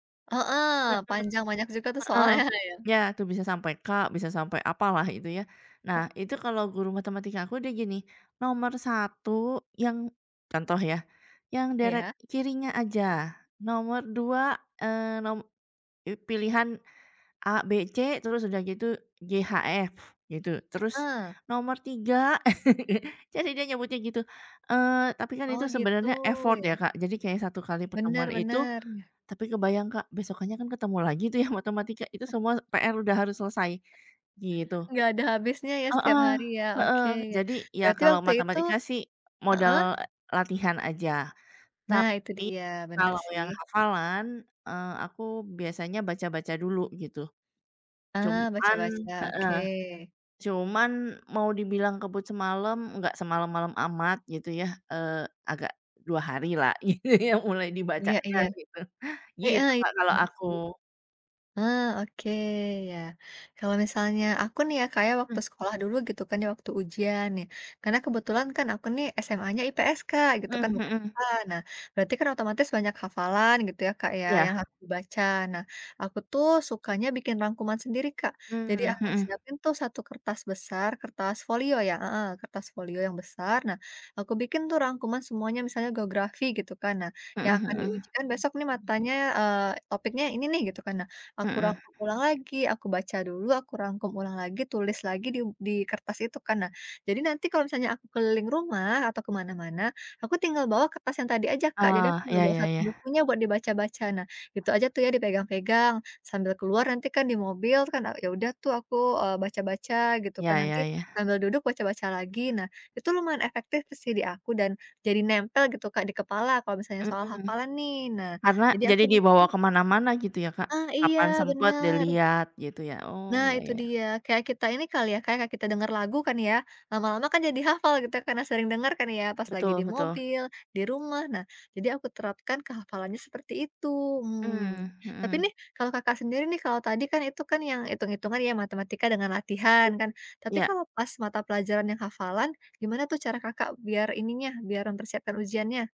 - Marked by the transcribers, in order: laughing while speaking: "soalnya ya"; chuckle; chuckle; in English: "effort"; other background noise; laughing while speaking: "gitu ya mulai dibacanya, gitu"
- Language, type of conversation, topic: Indonesian, unstructured, Bagaimana cara kamu mempersiapkan ujian dengan baik?